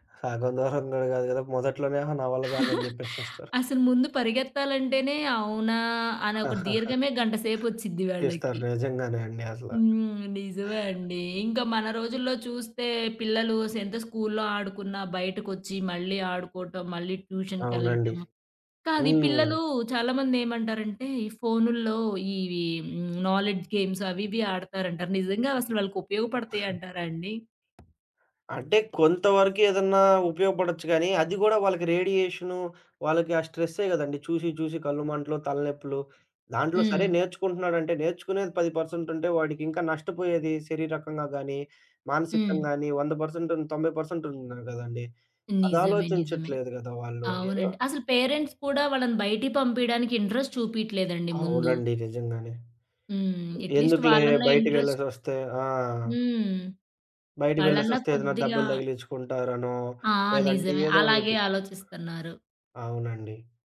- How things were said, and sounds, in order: chuckle; giggle; chuckle; tapping; in English: "నాలెడ్జ్ గేమ్స్"; in English: "స్ట్రెస్సే"; in English: "పర్సెంట్"; in English: "పేరెంట్స్"; in English: "ఇంట్రెస్ట్"; other background noise; in English: "అట్‌లీస్ట్"; in English: "ఇంట్రెస్ట్"
- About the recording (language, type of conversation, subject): Telugu, podcast, సాంప్రదాయ ఆటలు చిన్నప్పుడు ఆడేవారా?